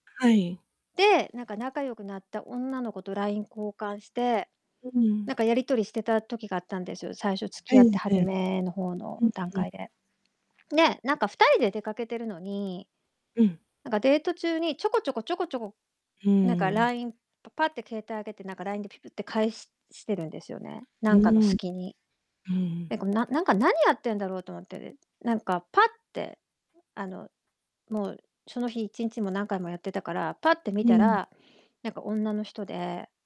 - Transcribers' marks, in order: distorted speech
- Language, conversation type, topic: Japanese, advice, パートナーの浮気を疑って不安なのですが、どうすればよいですか？